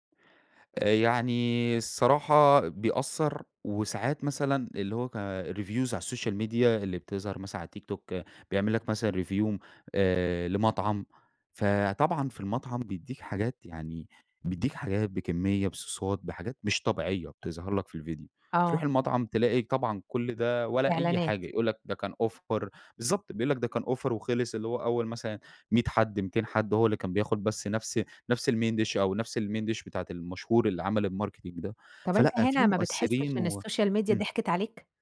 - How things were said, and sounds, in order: in English: "الreviews"; in English: "السوشيال ميديا"; in English: "review"; in English: "بصوصات"; tapping; in English: "offer"; in English: "offer"; in English: "الMain dish"; in English: "الMain dish"; in English: "الmarketing"; in English: "السوشيال ميديا"
- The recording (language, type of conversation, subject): Arabic, podcast, إزاي بتوازن وقتك بين السوشيال ميديا وحياتك الحقيقية؟